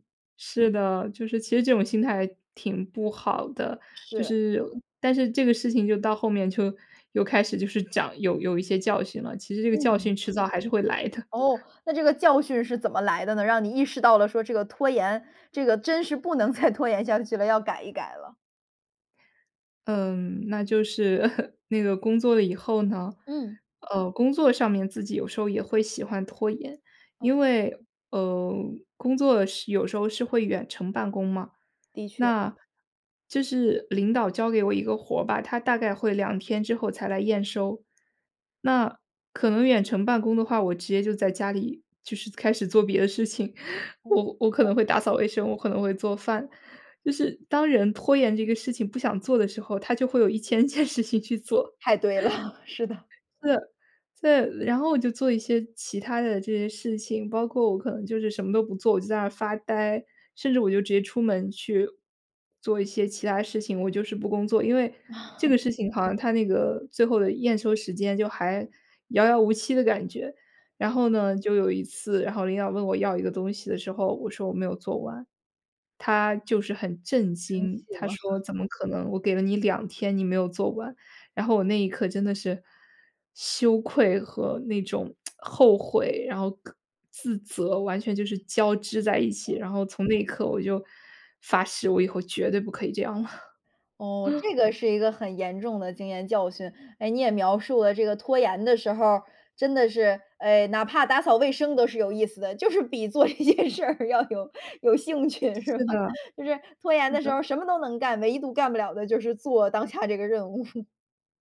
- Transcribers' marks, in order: chuckle; chuckle; tapping; chuckle; other noise; laughing while speaking: "件"; chuckle; chuckle; other background noise; chuckle; tsk; chuckle; laughing while speaking: "就是比做一件事儿要有 有兴趣是吧？就是"; laughing while speaking: "当下这个任务"
- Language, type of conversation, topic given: Chinese, podcast, 你是如何克服拖延症的，可以分享一些具体方法吗？